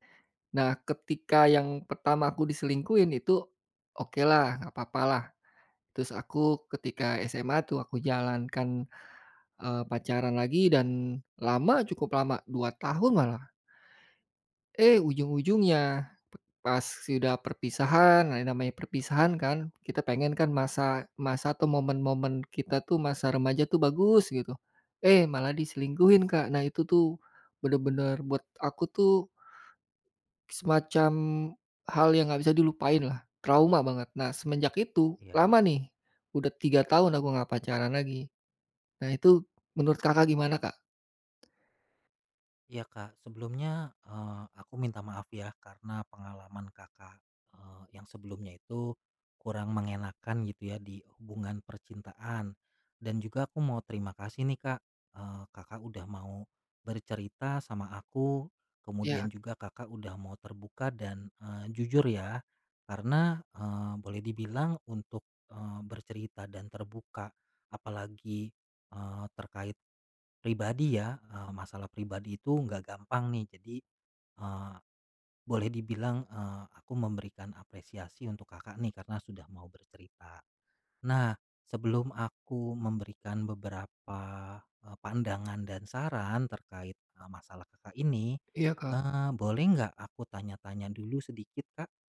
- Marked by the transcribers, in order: lip smack; other background noise
- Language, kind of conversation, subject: Indonesian, advice, Bagaimana cara mengatasi rasa takut memulai hubungan baru setelah putus karena khawatir terluka lagi?